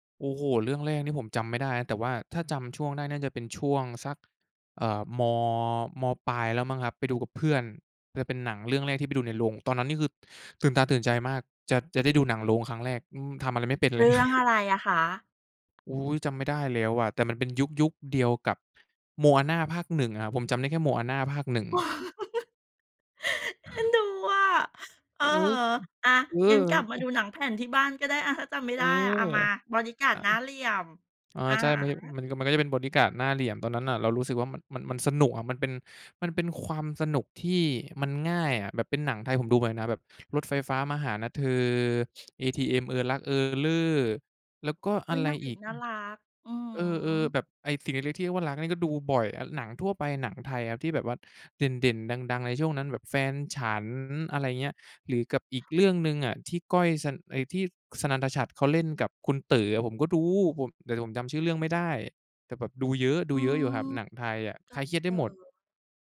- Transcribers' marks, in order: tapping; chuckle; other noise; laugh; chuckle
- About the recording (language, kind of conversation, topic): Thai, podcast, คุณชอบดูหนังแนวไหนเวลาอยากหนีความเครียด?